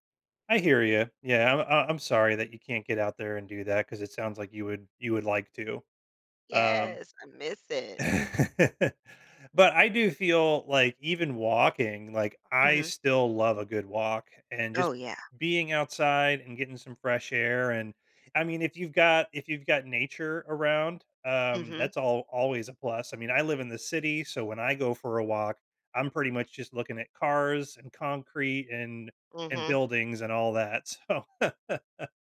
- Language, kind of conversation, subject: English, unstructured, How can hobbies reveal parts of my personality hidden at work?
- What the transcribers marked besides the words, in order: chuckle; laughing while speaking: "so"; laugh